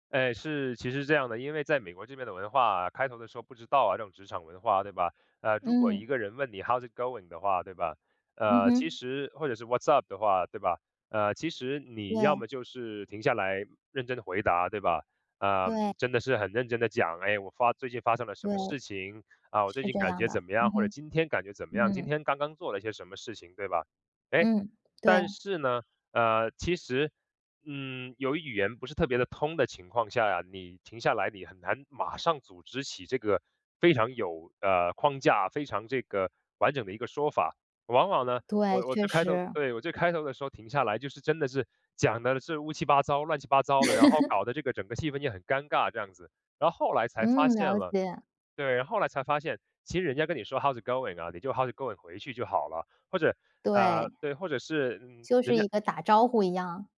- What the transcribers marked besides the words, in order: in English: "How’s it going"; in English: "What’s up的话"; other background noise; laugh; in English: "How’s it going"; in English: "How’s it going"
- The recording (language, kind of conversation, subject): Chinese, podcast, 能分享你第一份工作时的感受吗？